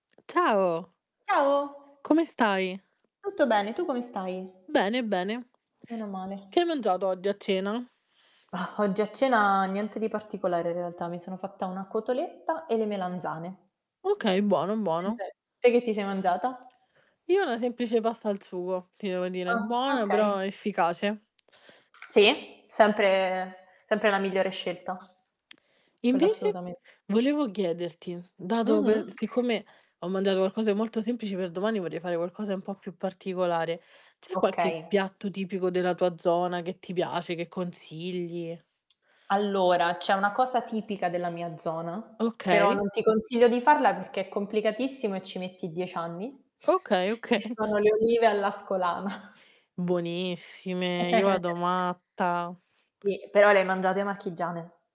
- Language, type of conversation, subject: Italian, unstructured, Qual è il piatto tipico della tua zona che ami di più?
- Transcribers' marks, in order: other background noise; tapping; unintelligible speech; distorted speech; other noise; laughing while speaking: "okay"; chuckle; chuckle; giggle